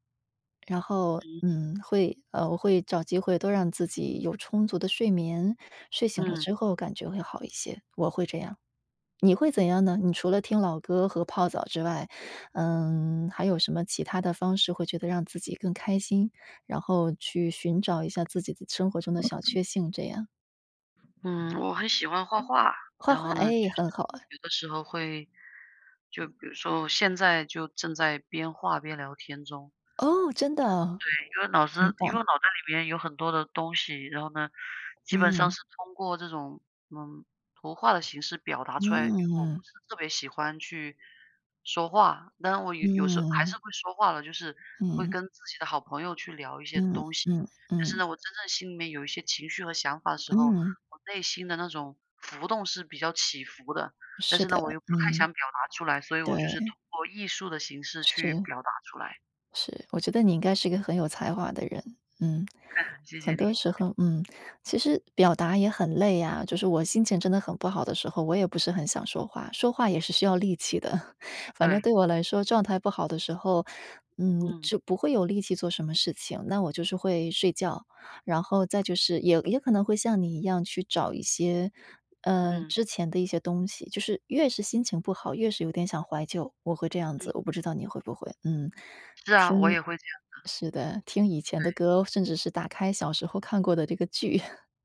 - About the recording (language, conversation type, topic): Chinese, unstructured, 你怎么看待生活中的小确幸？
- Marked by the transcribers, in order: other background noise; tapping; chuckle; chuckle; chuckle